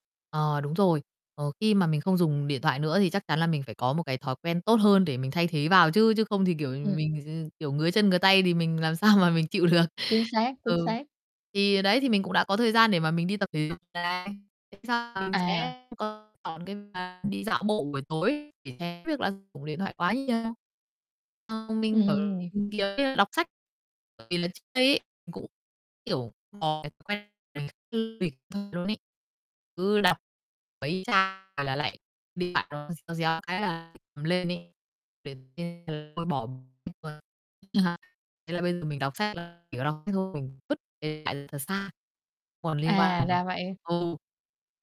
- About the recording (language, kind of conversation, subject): Vietnamese, podcast, Bạn có cách nào để hạn chế lãng phí thời gian khi dùng mạng không?
- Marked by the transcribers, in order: other background noise; tapping; laughing while speaking: "chịu được"; distorted speech; unintelligible speech; static; unintelligible speech; unintelligible speech; unintelligible speech; chuckle